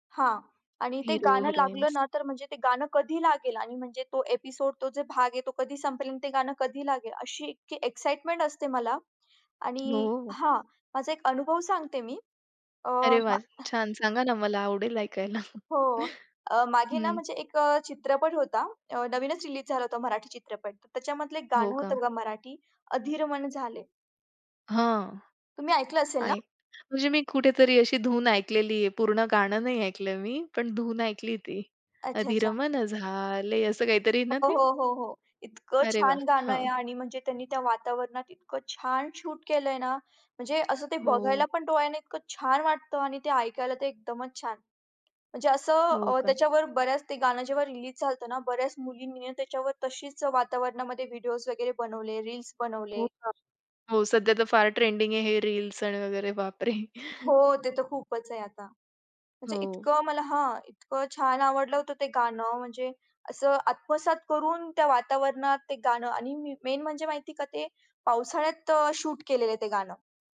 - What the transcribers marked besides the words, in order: tapping; in English: "एपिसोड"; in English: "एक्साईटमेंट"; other background noise; whistle; other noise; chuckle; singing: "अधीर मन झाले"; in English: "शूट"; in English: "मेन"; in English: "शूट"
- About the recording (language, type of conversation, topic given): Marathi, podcast, चित्रपटातील गाणी तुमच्या संगीताच्या आवडीवर परिणाम करतात का?